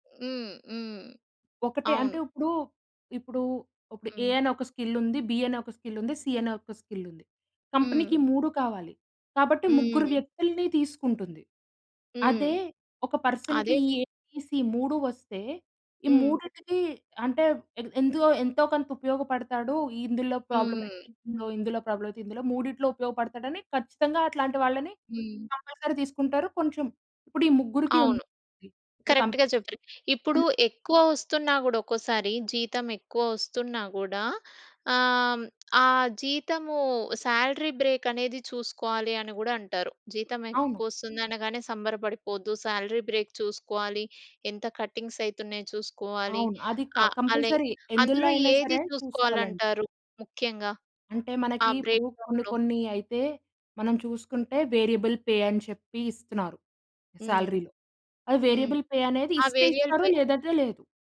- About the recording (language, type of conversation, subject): Telugu, podcast, సుఖవంతమైన జీతం కన్నా కెరీర్‌లో వృద్ధిని ఎంచుకోవాలా అని మీరు ఎలా నిర్ణయిస్తారు?
- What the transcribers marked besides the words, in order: in English: "స్కిల్"; in English: "స్కిల్"; in English: "స్కిల్"; in English: "కంపెనీకి"; tapping; in English: "ప్రాబ్లమ్"; in English: "ప్రాబ్లమ్"; in English: "కంపల్సరీ"; in English: "కరెక్ట్‌గా"; other noise; in English: "సాలరీ బ్రేక్"; in English: "సాలరీ బ్రేక్"; in English: "కటింగ్స్"; in English: "క కంపల్సరీ"; in English: "బ్రేక్ డౌన్‌లో?"; other background noise; in English: "వేరియబుల్ పే"; in English: "సాలరీ‌లో"; in English: "వేరియబుల్ పే"